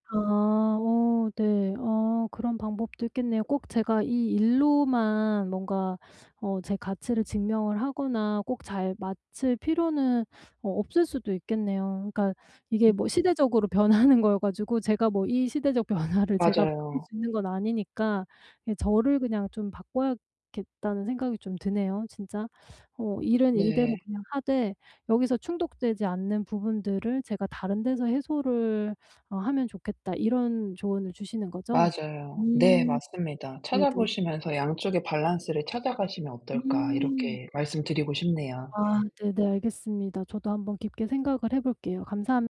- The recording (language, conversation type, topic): Korean, advice, 내 직업이 내 개인적 가치와 정말 잘 맞는지 어떻게 알 수 있을까요?
- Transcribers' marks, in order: other background noise; laughing while speaking: "변하는"; laughing while speaking: "변화를"